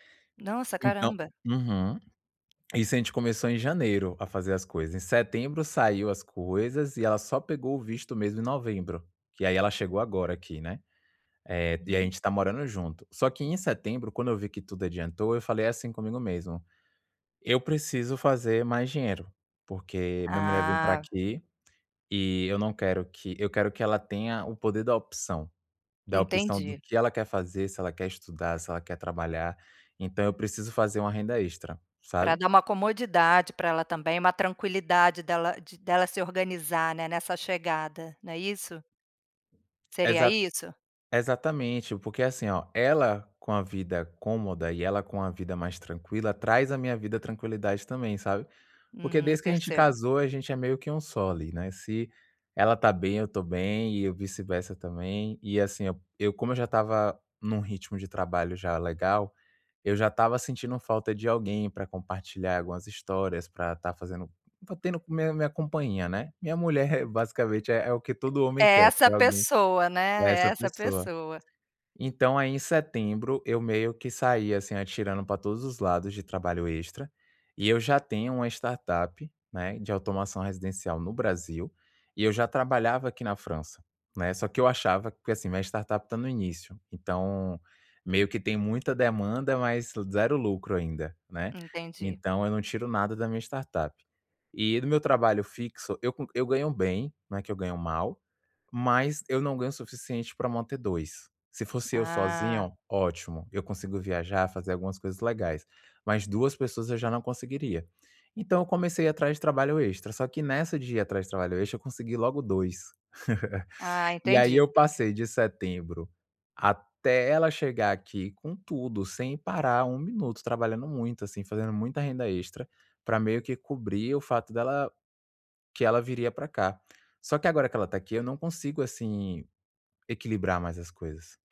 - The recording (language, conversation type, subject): Portuguese, advice, Como posso equilibrar o trabalho na minha startup e a vida pessoal sem me sobrecarregar?
- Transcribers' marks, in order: tapping; laugh